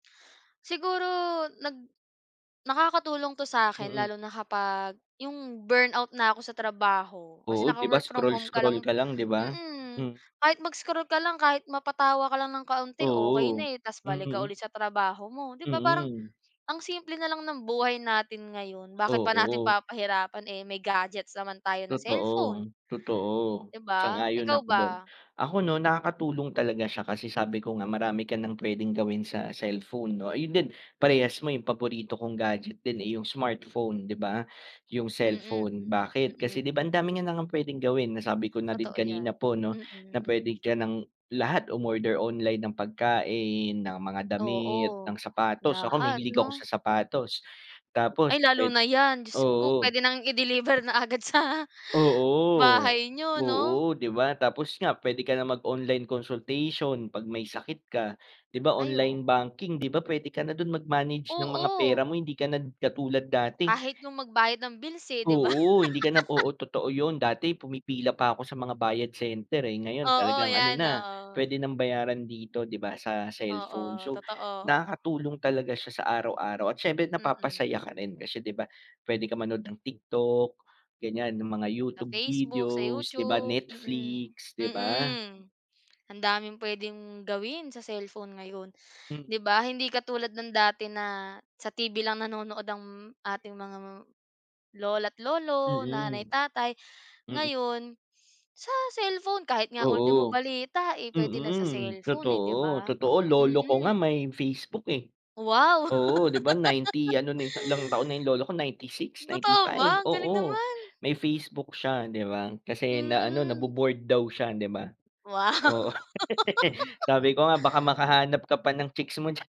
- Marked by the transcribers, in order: tapping; laughing while speaking: "sa"; laugh; laugh; laugh
- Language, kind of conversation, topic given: Filipino, unstructured, Ano ang paborito mong kagamitang nagpapasaya sa iyo?